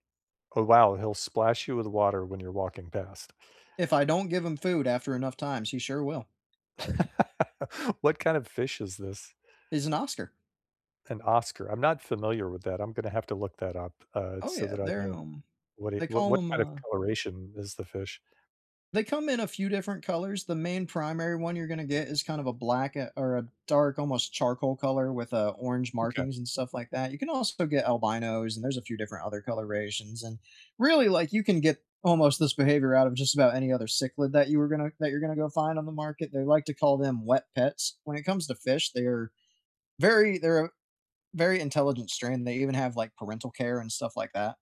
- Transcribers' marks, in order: other background noise; chuckle
- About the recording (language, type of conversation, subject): English, unstructured, What’s the funniest thing a pet has ever done around you?
- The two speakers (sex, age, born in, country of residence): male, 30-34, United States, United States; male, 45-49, United States, United States